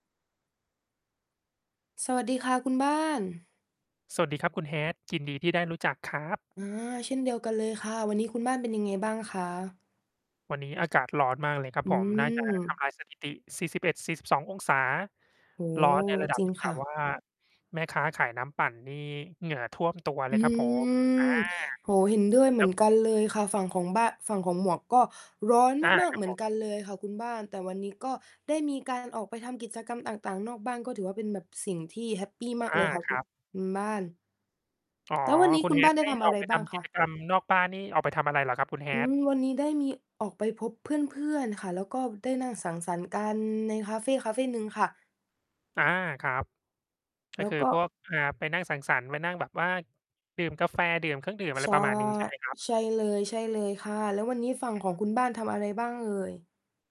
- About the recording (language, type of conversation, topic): Thai, unstructured, คุณชอบทำกิจกรรมอะไรในเวลาว่างมากที่สุด?
- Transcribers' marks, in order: tapping; other background noise; static; distorted speech; mechanical hum